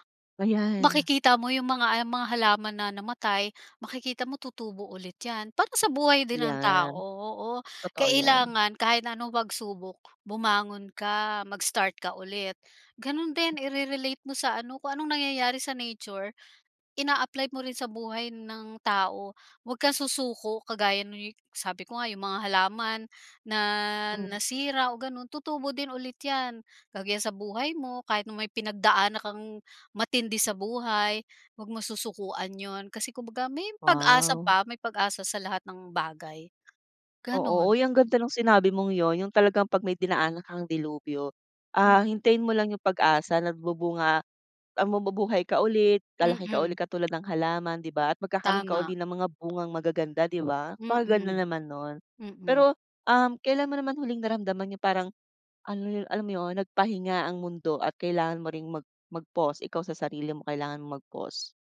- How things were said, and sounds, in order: tapping; unintelligible speech; wind
- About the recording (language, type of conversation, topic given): Filipino, podcast, Ano ang pinakamahalagang aral na natutunan mo mula sa kalikasan?